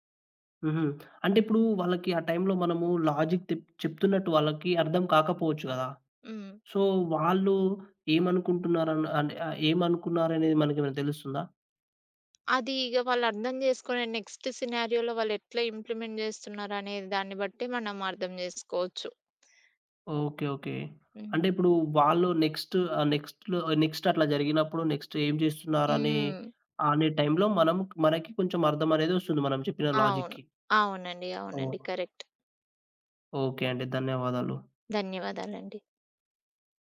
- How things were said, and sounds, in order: in English: "లాజిక్"; in English: "సో"; in English: "నెక్స్ట్ సినారియోలో"; in English: "ఇంప్లిమెంట్"; in English: "నెక్స్ట్‌లో నెక్స్ట్"; in English: "నెక్స్ట్"; in English: "లాజిక్‌కి"; in English: "కరెక్ట్"
- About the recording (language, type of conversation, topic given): Telugu, podcast, మీ ఇంట్లో పిల్లల పట్ల ప్రేమాభిమానాన్ని ఎలా చూపించేవారు?